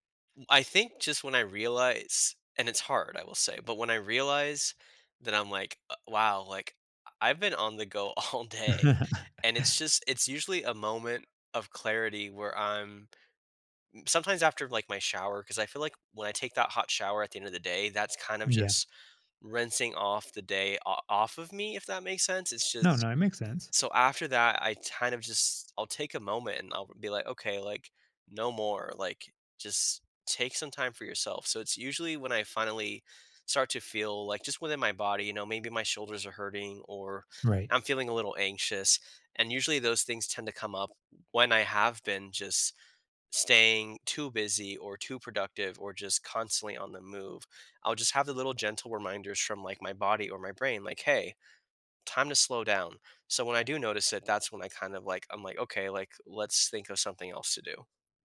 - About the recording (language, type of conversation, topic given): English, advice, How can I relax and unwind after a busy day?
- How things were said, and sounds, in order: laughing while speaking: "all"; chuckle; other background noise; "kinda" said as "tinda"